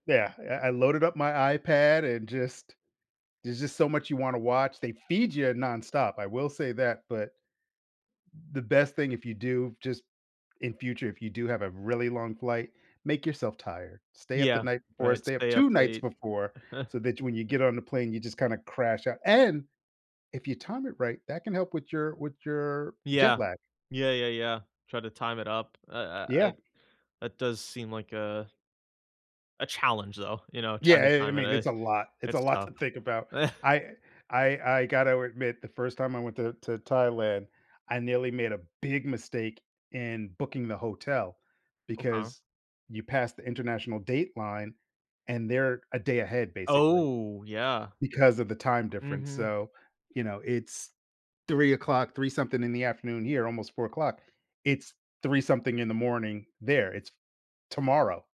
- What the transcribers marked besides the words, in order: tapping; chuckle; stressed: "and"; chuckle; stressed: "big"; drawn out: "Oh"
- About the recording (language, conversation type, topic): English, unstructured, How should I decide what to learn beforehand versus discover in person?
- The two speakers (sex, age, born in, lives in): male, 25-29, United States, United States; male, 55-59, United States, United States